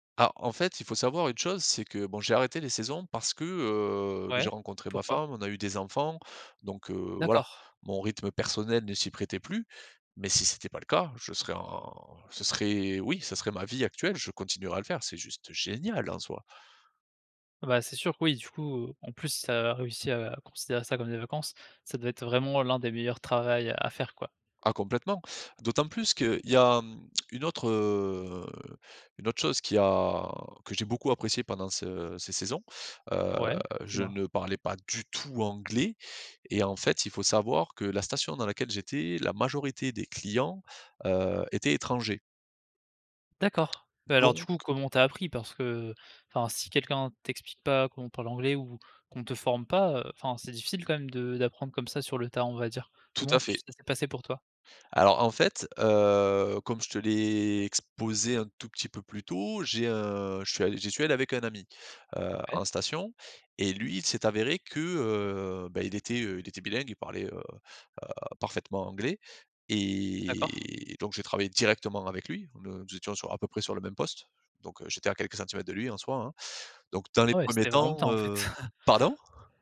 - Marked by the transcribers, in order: stressed: "génial"; tongue click; stressed: "du tout"; other background noise; drawn out: "Et"; stressed: "directement"; chuckle
- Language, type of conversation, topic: French, podcast, Quel est ton meilleur souvenir de voyage ?